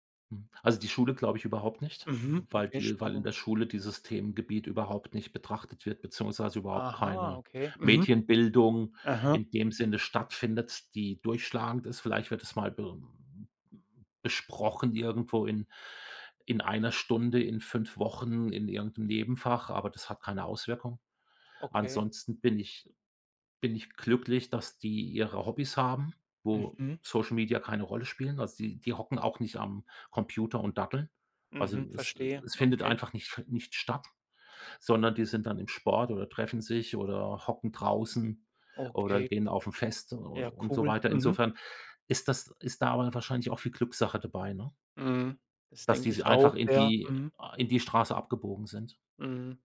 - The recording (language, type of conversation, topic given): German, podcast, Wie beeinflussen soziale Medien ehrlich gesagt dein Wohlbefinden?
- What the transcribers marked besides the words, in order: other background noise